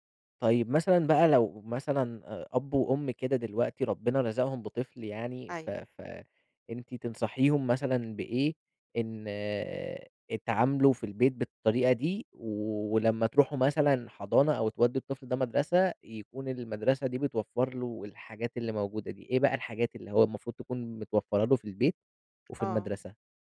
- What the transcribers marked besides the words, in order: none
- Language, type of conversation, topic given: Arabic, podcast, ازاي بتشجّع الأطفال يحبّوا التعلّم من وجهة نظرك؟